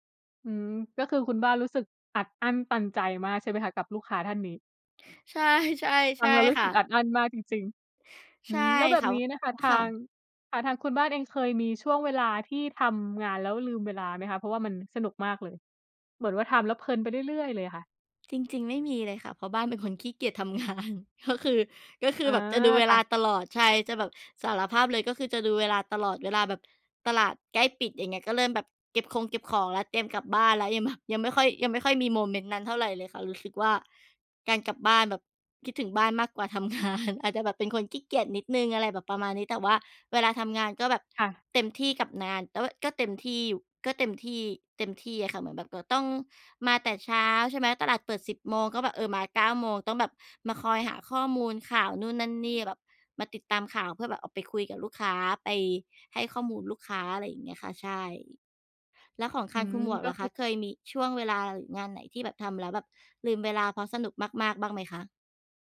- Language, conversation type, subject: Thai, unstructured, คุณทำส่วนไหนของงานแล้วรู้สึกสนุกที่สุด?
- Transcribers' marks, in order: laughing while speaking: "งาน"; laughing while speaking: "งาน"; other background noise